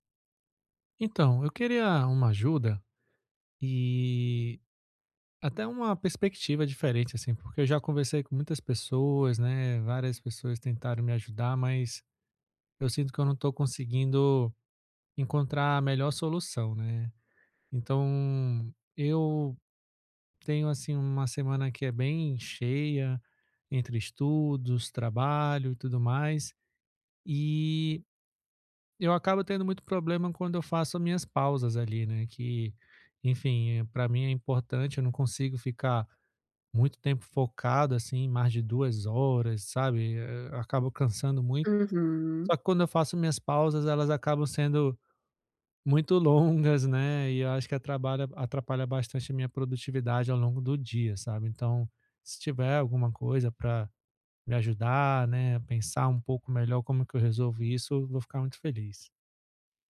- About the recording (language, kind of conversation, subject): Portuguese, advice, Como posso equilibrar pausas e produtividade ao longo do dia?
- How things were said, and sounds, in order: drawn out: "e"; "atrapalha" said as "atrabalha"